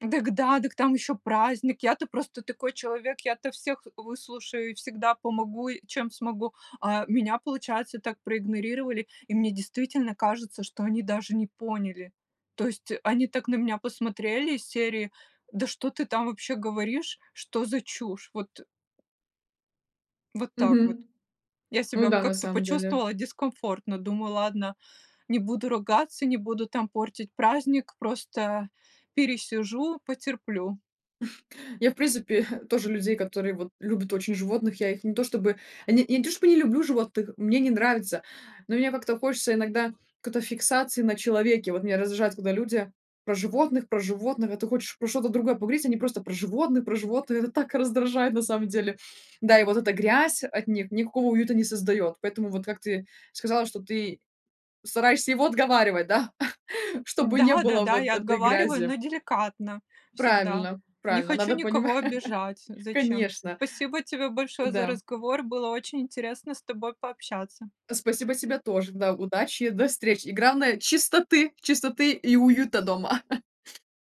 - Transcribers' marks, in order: chuckle; chuckle; laughing while speaking: "понимать"; "главное" said as "гравное"; laugh
- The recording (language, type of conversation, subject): Russian, podcast, Как ты создаёшь уютное личное пространство дома?